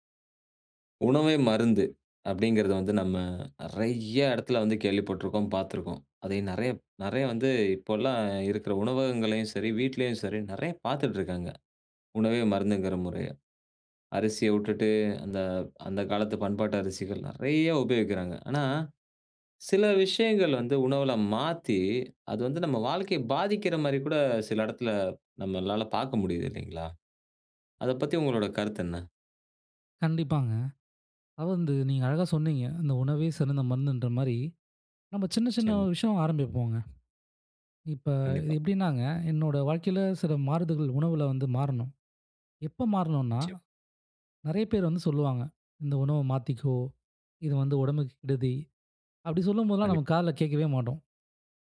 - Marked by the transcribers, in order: none
- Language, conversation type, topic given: Tamil, podcast, உணவில் சிறிய மாற்றங்கள் எப்படி வாழ்க்கையை பாதிக்க முடியும்?